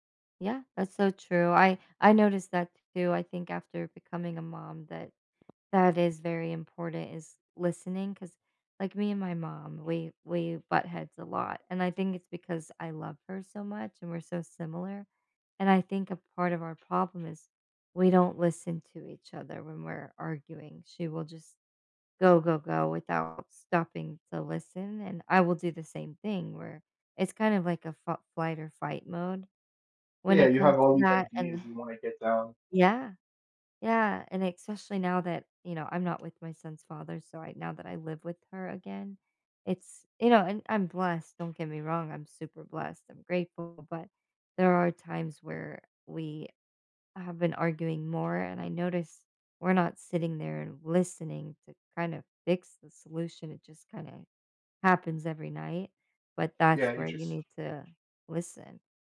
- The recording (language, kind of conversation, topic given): English, unstructured, How do you feel when you resolve a conflict with someone important to you?
- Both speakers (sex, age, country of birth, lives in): female, 35-39, Turkey, United States; male, 20-24, United States, United States
- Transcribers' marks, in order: other background noise; "especially" said as "exspecially"; tapping; stressed: "listening"; stressed: "fix"